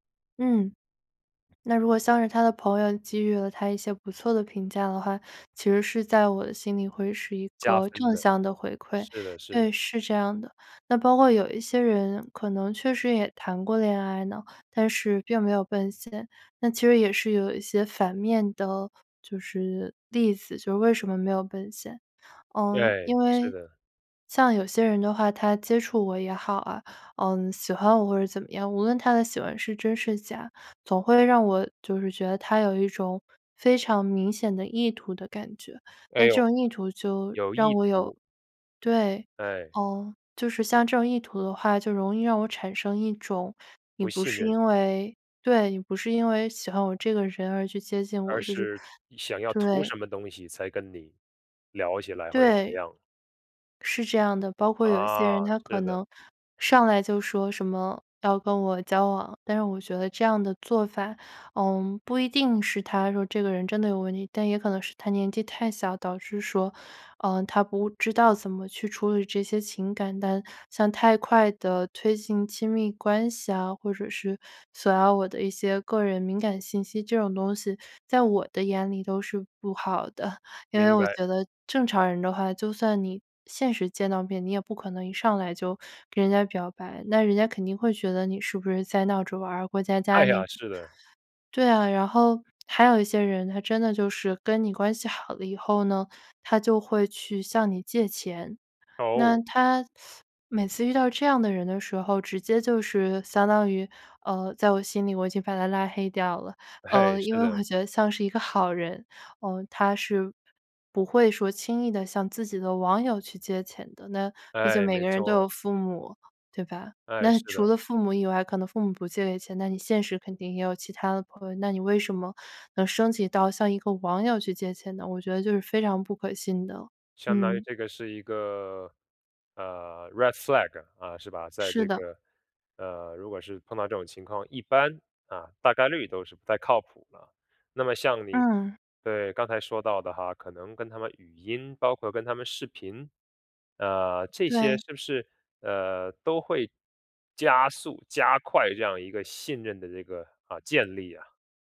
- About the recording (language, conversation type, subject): Chinese, podcast, 线上陌生人是如何逐步建立信任的？
- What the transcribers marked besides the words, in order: other background noise; chuckle; laughing while speaking: "哎呀"; teeth sucking; laughing while speaking: "因为我觉得像是一个好人"; laughing while speaking: "哎"; in English: "red flag"